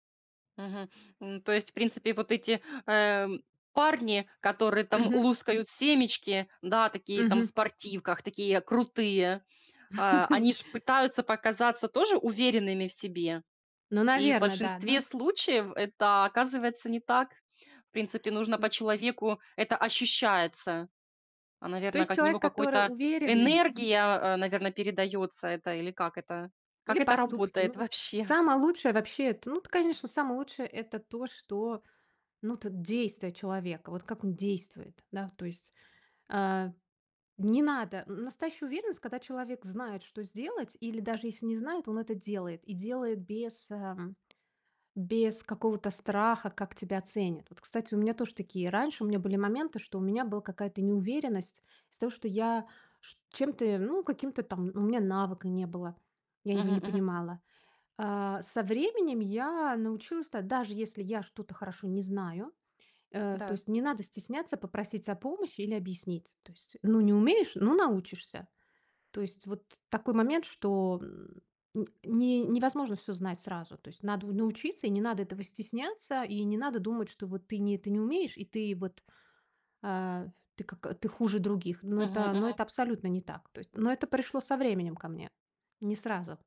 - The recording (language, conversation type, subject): Russian, podcast, Какие простые привычки помогают тебе каждый день чувствовать себя увереннее?
- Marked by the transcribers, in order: chuckle; other background noise; tapping; laughing while speaking: "вообще?"